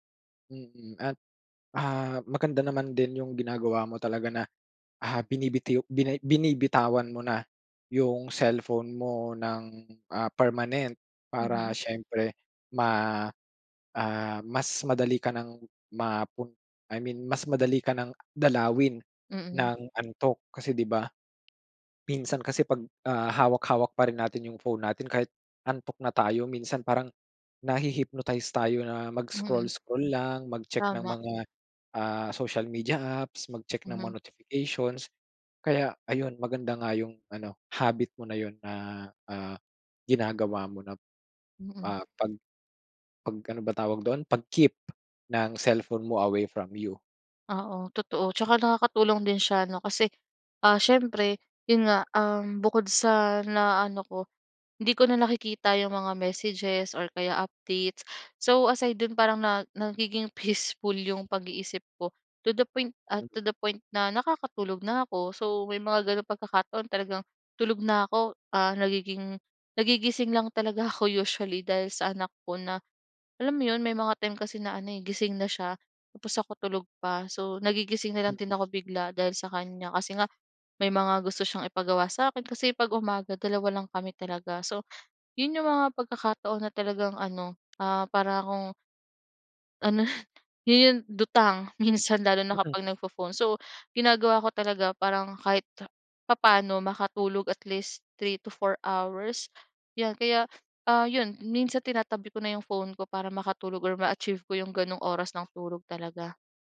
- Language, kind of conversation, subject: Filipino, podcast, Ano ang karaniwan mong ginagawa sa telepono mo bago ka matulog?
- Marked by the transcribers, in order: tapping; in English: "away from you"; other background noise; laughing while speaking: "peaceful"; in English: "To the point ah, to the point"; laughing while speaking: "ano"; other noise